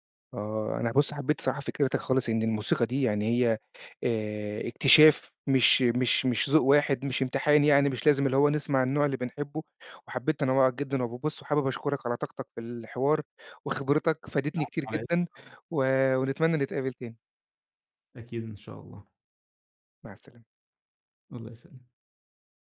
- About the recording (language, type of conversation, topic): Arabic, podcast, إزاي تنصح حد يوسّع ذوقه في المزيكا؟
- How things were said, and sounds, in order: unintelligible speech